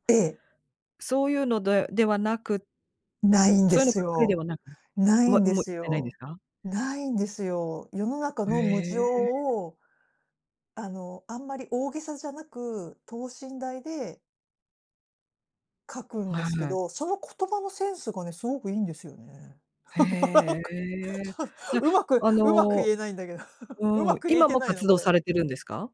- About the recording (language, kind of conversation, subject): Japanese, podcast, 歌詞とメロディーでは、どちらをより重視しますか？
- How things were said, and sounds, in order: laugh; laughing while speaking: "なんか、ちょっと"; laugh